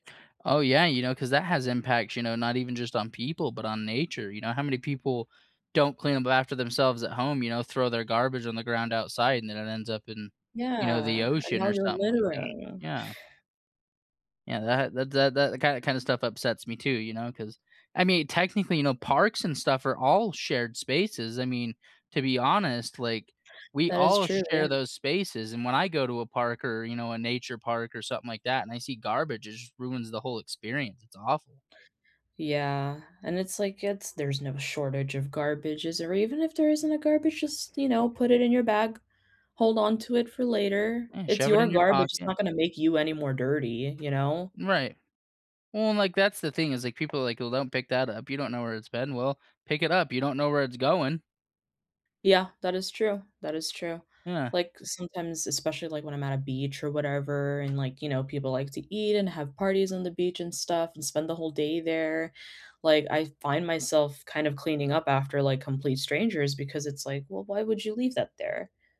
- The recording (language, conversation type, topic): English, unstructured, How do you react when someone leaves a mess in a shared space?
- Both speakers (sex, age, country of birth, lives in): female, 30-34, United States, United States; male, 25-29, United States, United States
- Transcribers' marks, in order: other background noise; tapping